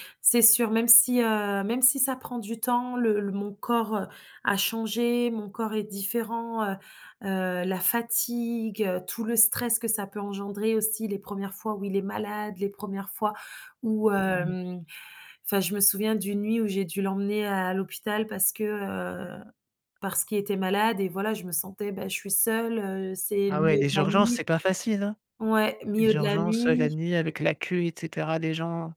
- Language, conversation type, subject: French, advice, Comment avez-vous vécu la naissance de votre enfant et comment vous êtes-vous adapté(e) à la parentalité ?
- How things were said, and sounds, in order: none